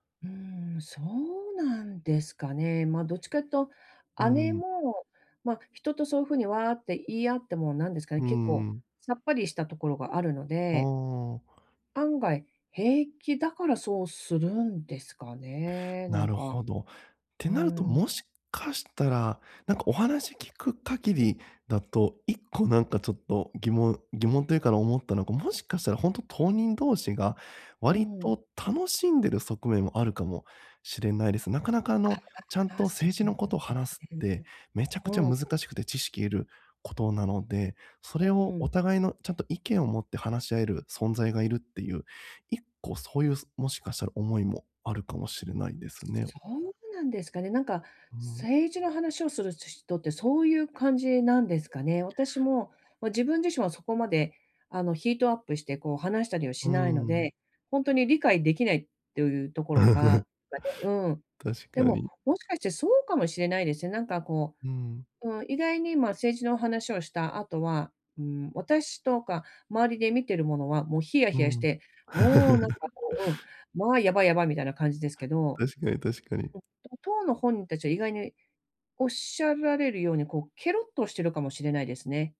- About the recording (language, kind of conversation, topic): Japanese, advice, 意見が食い違うとき、どうすれば平和的に解決できますか？
- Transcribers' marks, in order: other background noise; tapping; chuckle; laugh